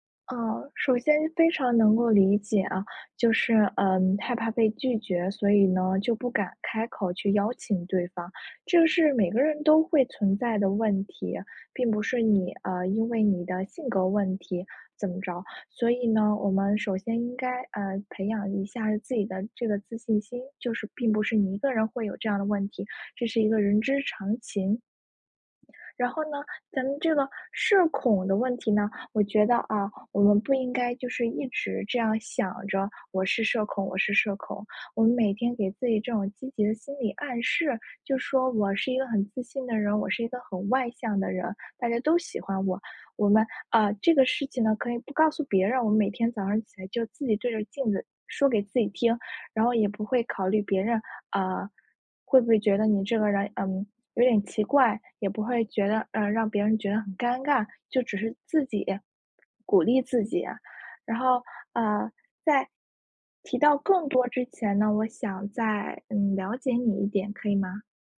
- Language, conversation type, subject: Chinese, advice, 你因为害怕被拒绝而不敢主动社交或约会吗？
- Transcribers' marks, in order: none